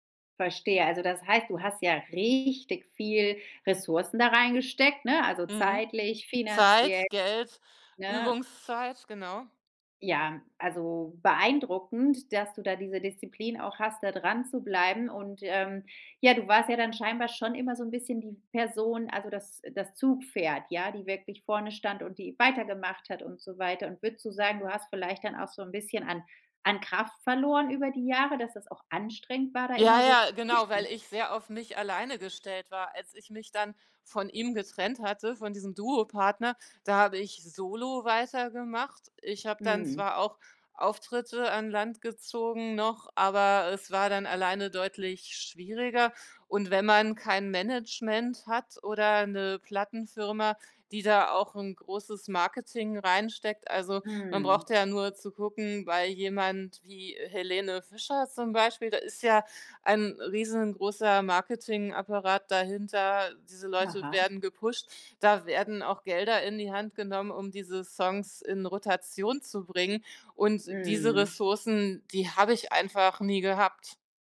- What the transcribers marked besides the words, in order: stressed: "richtig"
- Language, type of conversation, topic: German, podcast, Hast du einen beruflichen Traum, den du noch verfolgst?